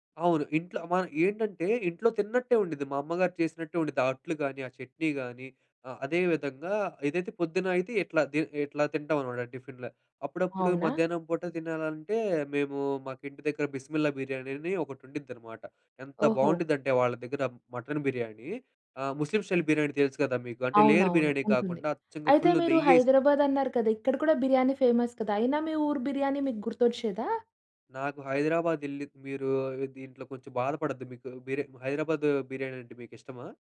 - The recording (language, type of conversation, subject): Telugu, podcast, విదేశాలకు వెళ్లాక మీకు గుర్తొచ్చే ఆహార జ్ఞాపకాలు ఏవి?
- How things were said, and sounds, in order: in English: "స్టైల్"; in English: "లేయర్"; in English: "ఫేమస్"